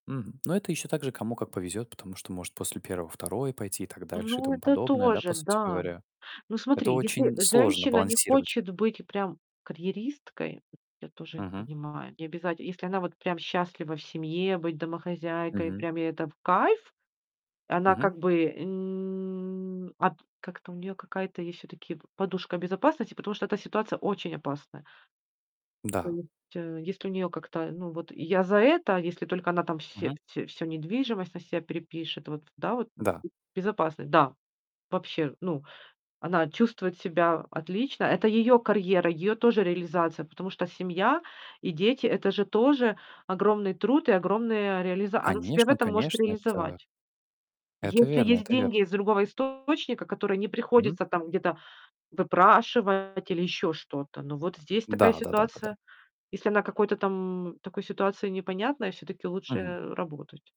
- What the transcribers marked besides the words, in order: tapping; distorted speech; drawn out: "м"; other noise
- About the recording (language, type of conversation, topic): Russian, podcast, Считаешь ли ты деньги мерой успеха?